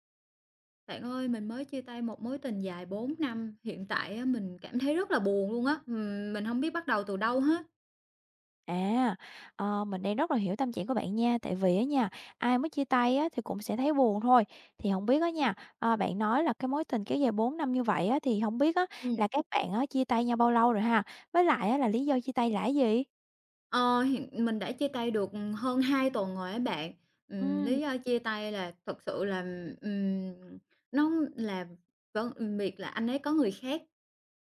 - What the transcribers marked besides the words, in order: other background noise
- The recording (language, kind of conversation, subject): Vietnamese, advice, Mình vừa chia tay và cảm thấy trống rỗng, không biết nên bắt đầu từ đâu để ổn hơn?